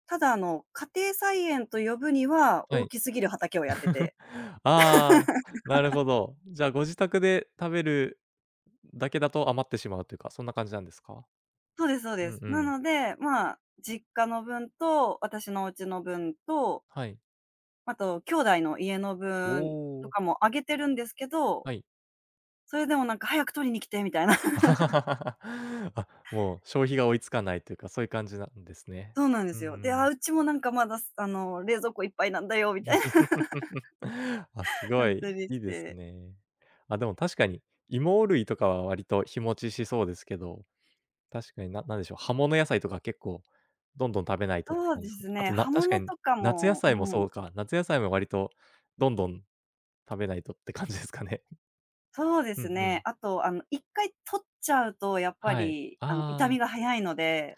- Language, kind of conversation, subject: Japanese, podcast, 食卓の雰囲気づくりで、特に何を大切にしていますか？
- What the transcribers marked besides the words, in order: giggle; laugh; laugh; giggle; laughing while speaking: "みたいな"; other background noise; laughing while speaking: "食べないとって感じですかね"